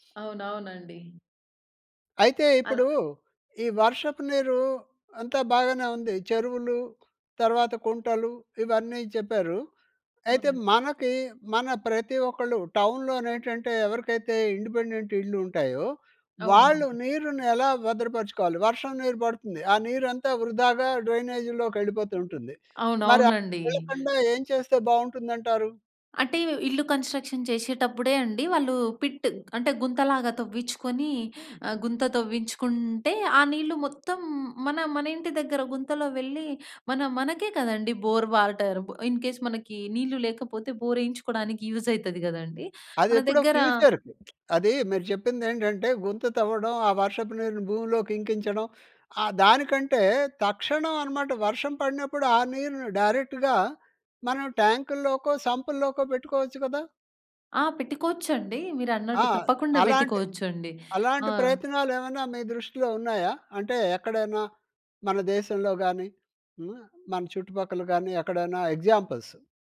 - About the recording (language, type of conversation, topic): Telugu, podcast, వర్షపు నీటిని సేకరించడానికి మీకు తెలియిన సులభమైన చిట్కాలు ఏమిటి?
- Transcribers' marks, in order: in English: "ఇండిపెండెంట్"; in English: "కన్‌స్ట్రక్షన్"; in English: "పిట్"; in English: "ఇన్ కేస్"; in English: "ఫ్యూచర్"; in English: "డైరెక్ట్‌గా"; in English: "ఎగ్జాంపుల్స్"